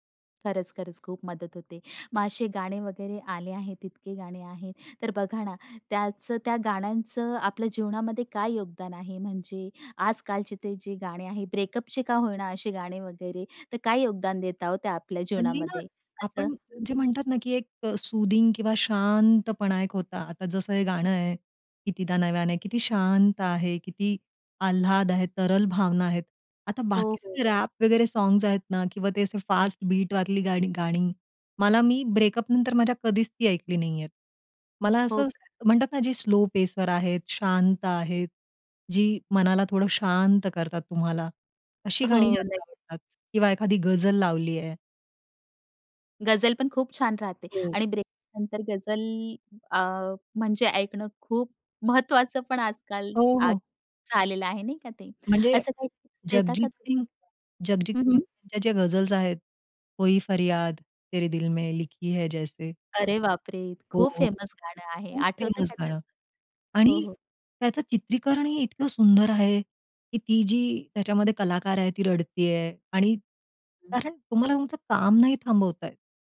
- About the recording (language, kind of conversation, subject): Marathi, podcast, ब्रेकअपनंतर संगीत ऐकण्याच्या तुमच्या सवयींमध्ये किती आणि कसा बदल झाला?
- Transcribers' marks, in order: in English: "ब्रेकअपचे"; in English: "सूदिंग"; unintelligible speech; in English: "रॅप"; in English: "ब्रेकअप"; in English: "स्लो पेसवर"; laughing while speaking: "हो"; other background noise; in English: "ब्रेकअप"; in Hindi: "कोई फरियाद, तेरे दिल में लिखी है जैसे"; in English: "फेमस"; in English: "फेमस"